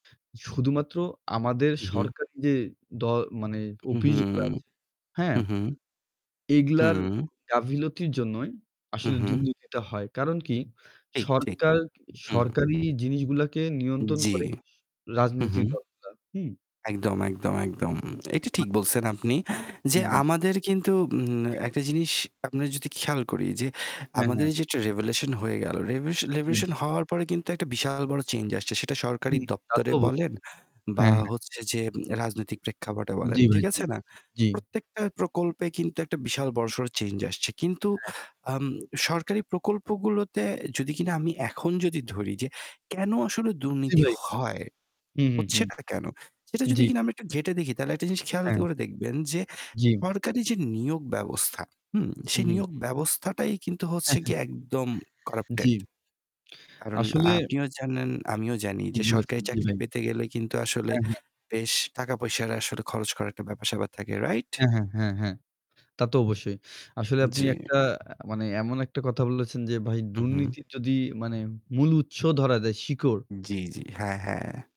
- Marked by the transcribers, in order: static; distorted speech; "অফিসগুলা" said as "অপিসগুলা"; unintelligible speech; in English: "revolution"; in English: "revolution"; other background noise; tapping; in English: "corrupted"
- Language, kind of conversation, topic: Bengali, unstructured, সরকারি প্রকল্পে দুর্নীতির অভিযোগ কীভাবে মোকাবেলা করা যায়?